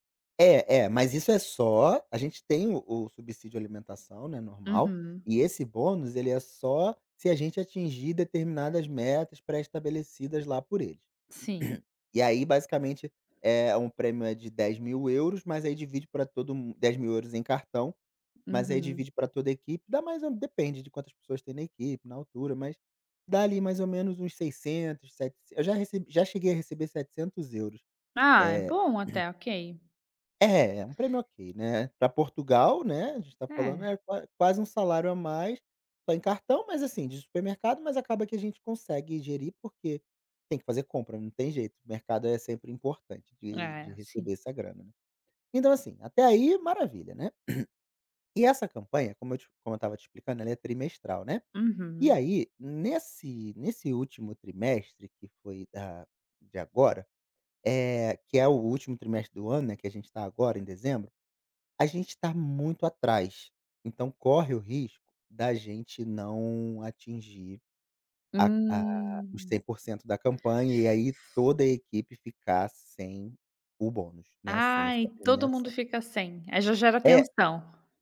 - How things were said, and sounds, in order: throat clearing; throat clearing; throat clearing; drawn out: "Hum"
- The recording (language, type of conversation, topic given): Portuguese, advice, Como descrever a pressão no trabalho para aceitar horas extras por causa da cultura da empresa?